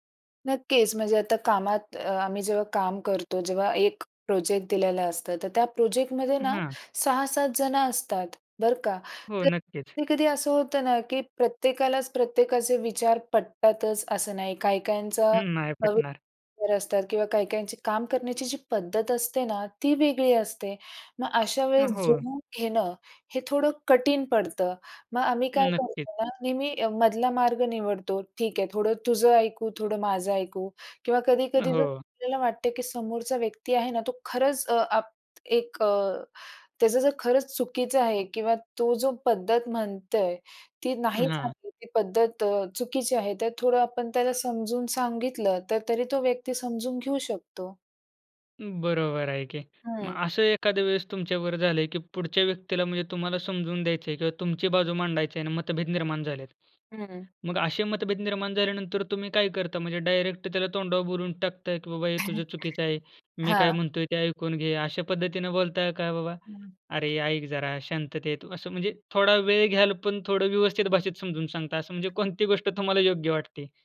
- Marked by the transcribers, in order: unintelligible speech; unintelligible speech; other background noise; chuckle; laughing while speaking: "कोणती गोष्ट तुम्हाला योग्य वाटते?"; tapping
- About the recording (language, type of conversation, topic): Marathi, podcast, एकत्र काम करताना मतभेद आल्यास तुम्ही काय करता?